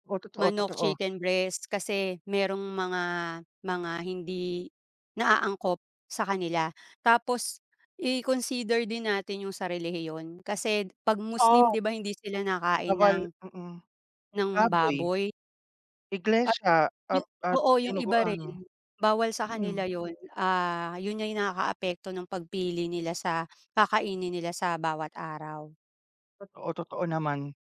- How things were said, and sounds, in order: other background noise; tapping
- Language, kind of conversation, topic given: Filipino, unstructured, Ano ang mga paborito mong pagkain, at bakit mo sila gusto?